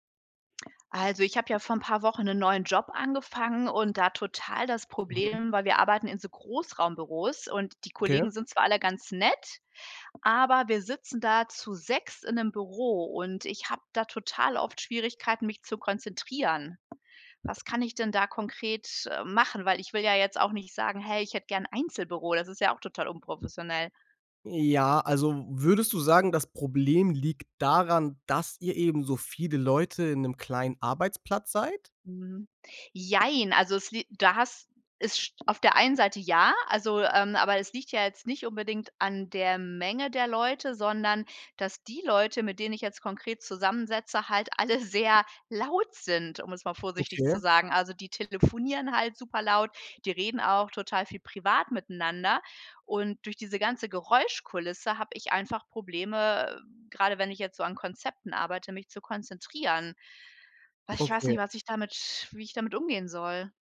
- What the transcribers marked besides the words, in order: tapping; "zusammensitze" said as "zusammensetze"; laughing while speaking: "alle"
- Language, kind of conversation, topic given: German, advice, Wie kann ich in einem geschäftigen Büro ungestörte Zeit zum konzentrierten Arbeiten finden?